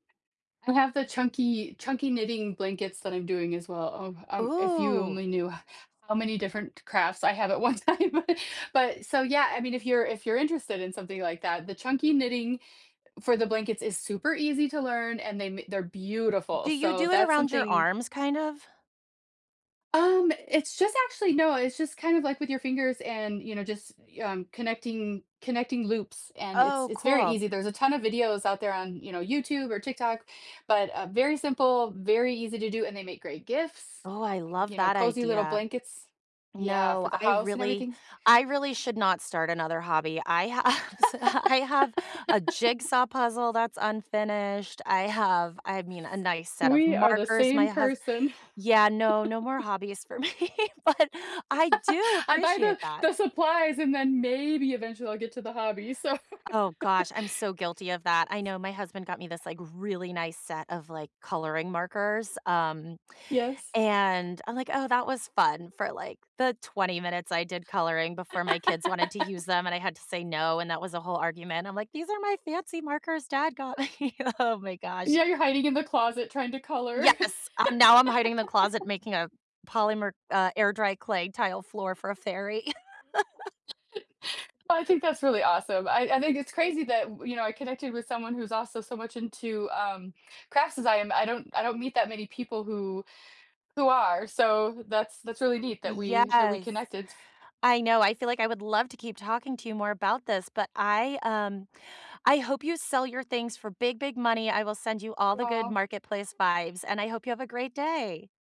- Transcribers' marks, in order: tapping; laughing while speaking: "one time"; other background noise; laugh; laughing while speaking: "have so"; laughing while speaking: "person"; laugh; laughing while speaking: "for me, but"; laugh; stressed: "maybe"; laughing while speaking: "so"; laugh; stressed: "really"; laugh; laughing while speaking: "me. Oh"; laughing while speaking: "color"; laugh; laugh; drawn out: "Yes"
- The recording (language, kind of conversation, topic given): English, unstructured, What’s a fun activity you enjoy doing with close friends?
- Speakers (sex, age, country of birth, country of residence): female, 35-39, United States, United States; female, 50-54, United States, United States